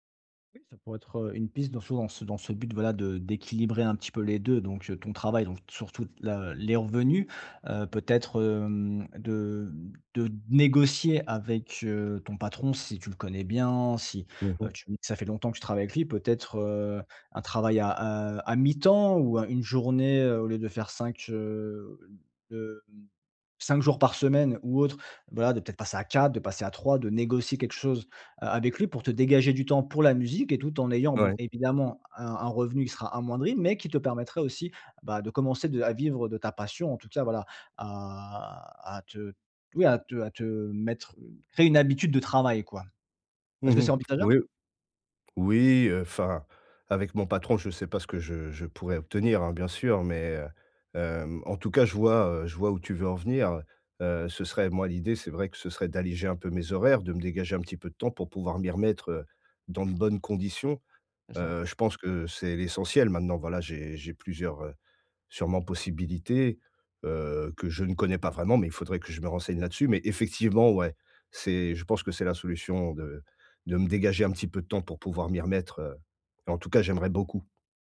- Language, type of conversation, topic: French, advice, Comment puis-je concilier les attentes de ma famille avec mes propres aspirations personnelles ?
- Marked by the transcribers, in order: tapping; stressed: "négocier"; drawn out: "à"